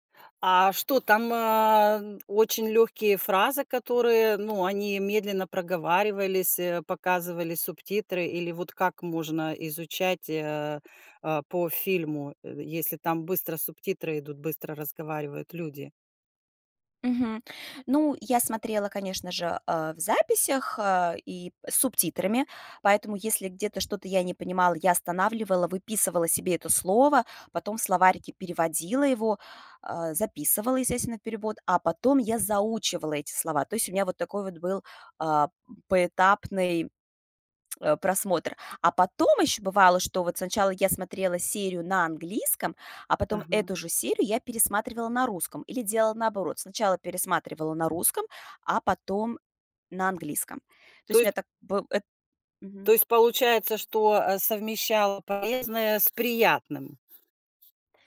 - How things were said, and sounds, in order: tapping; tsk; other background noise
- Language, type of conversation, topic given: Russian, podcast, Какой сериал вы могли бы пересматривать бесконечно?